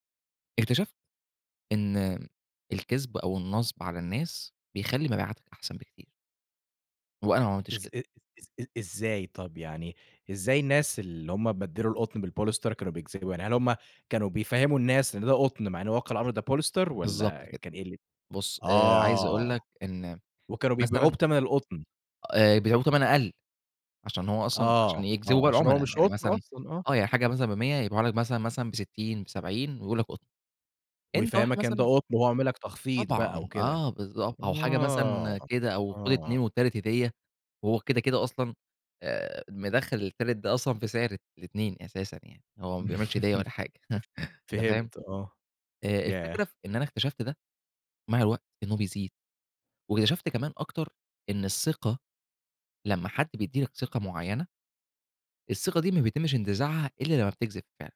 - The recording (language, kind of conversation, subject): Arabic, podcast, احكيلنا عن موقف فشلت فيه واتعلمت منه درس مهم؟
- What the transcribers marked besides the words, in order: tapping; laugh; chuckle